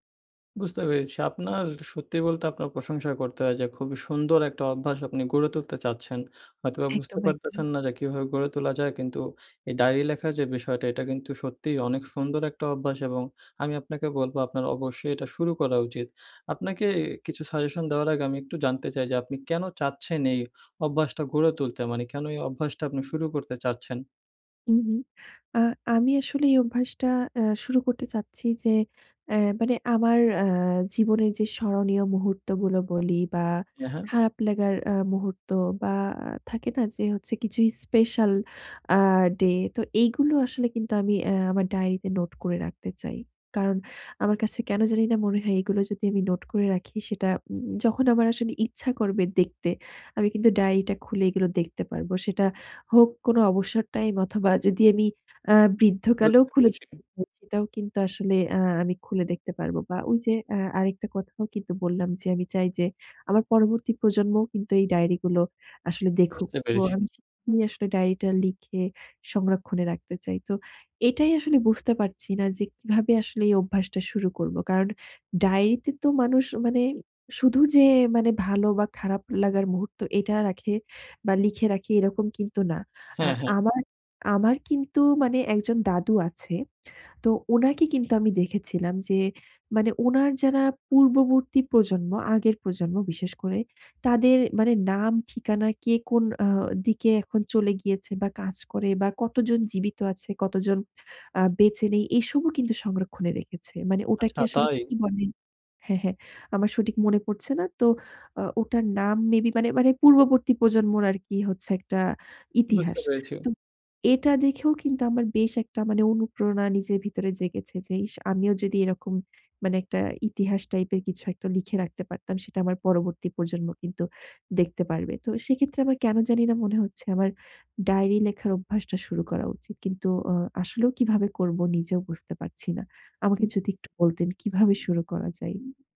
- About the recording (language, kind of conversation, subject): Bengali, advice, কৃতজ্ঞতার দিনলিপি লেখা বা ডায়েরি রাখার অভ্যাস কীভাবে শুরু করতে পারি?
- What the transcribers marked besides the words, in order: unintelligible speech; unintelligible speech; surprised: "আচ্ছা তাই?"